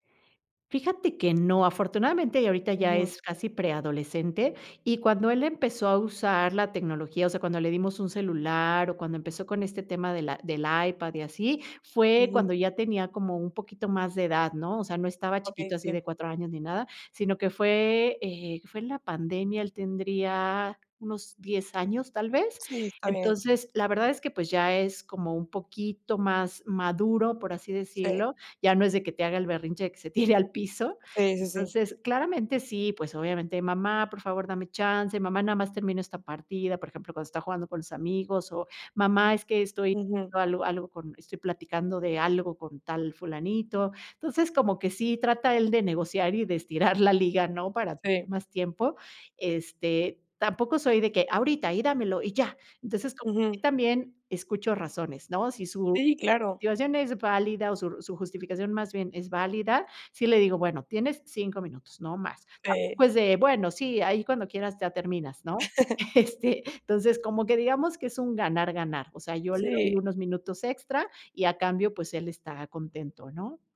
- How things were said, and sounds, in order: laughing while speaking: "tire al piso"; other background noise; unintelligible speech; unintelligible speech; chuckle; laughing while speaking: "Este"
- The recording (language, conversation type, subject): Spanish, podcast, ¿Cómo manejan el tiempo frente a las pantallas en casa?